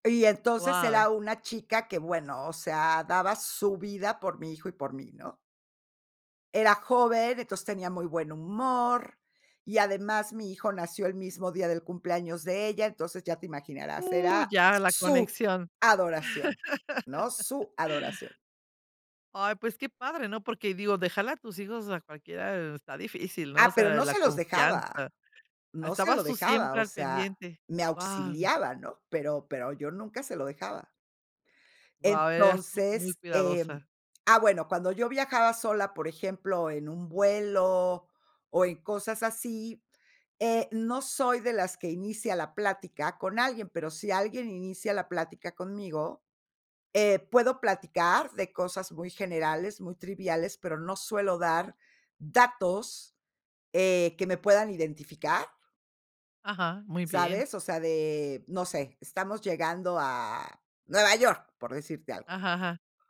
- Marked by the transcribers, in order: other background noise; stressed: "su"; laugh
- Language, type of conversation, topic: Spanish, podcast, ¿Cómo cuidas tu seguridad cuando viajas solo?